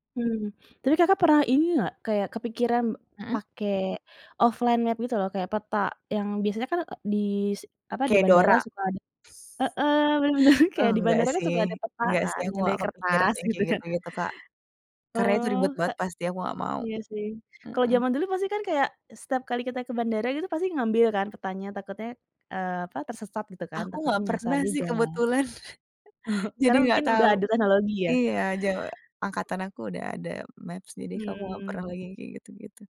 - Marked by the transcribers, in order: in English: "offline map"; tapping; other background noise; laughing while speaking: "benar"; laughing while speaking: "gitu kan"; laugh; laughing while speaking: "Oh"; in English: "maps"
- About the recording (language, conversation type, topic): Indonesian, podcast, Pernahkah kamu tersesat saat jalan-jalan?